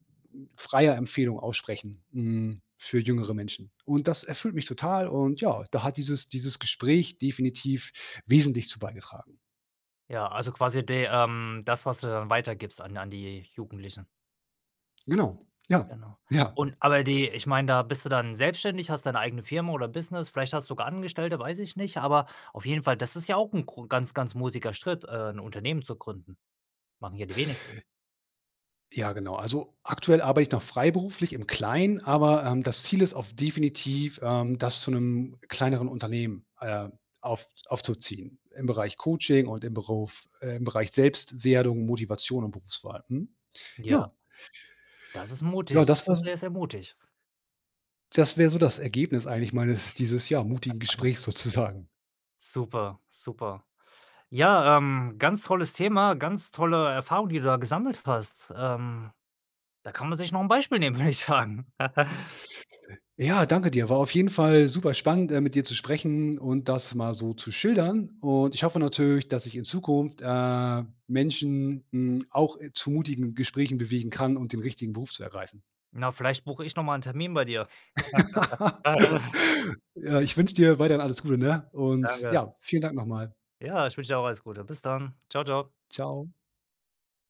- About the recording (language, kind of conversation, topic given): German, podcast, Was war dein mutigstes Gespräch?
- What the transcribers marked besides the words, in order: laughing while speaking: "meines"; chuckle; laughing while speaking: "sozusagen"; laughing while speaking: "würde ich sagen"; laugh; laugh